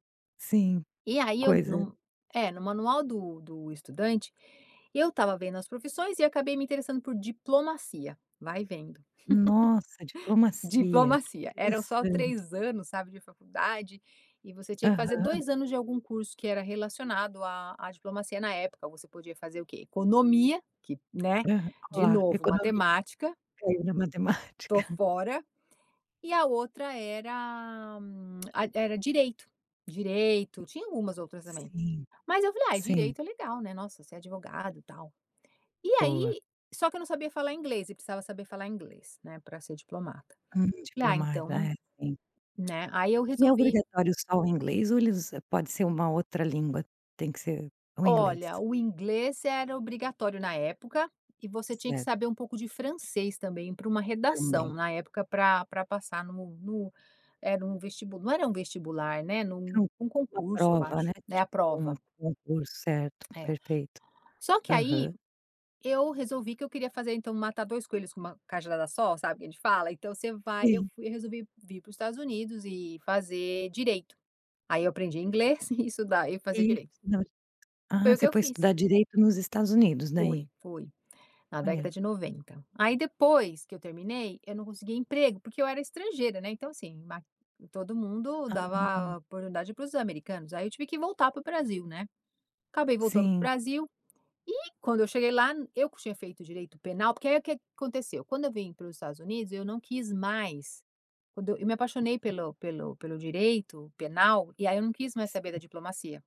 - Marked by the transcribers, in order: laugh; laughing while speaking: "matemática"; tapping; giggle
- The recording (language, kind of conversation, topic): Portuguese, podcast, Como você escolheu sua profissão?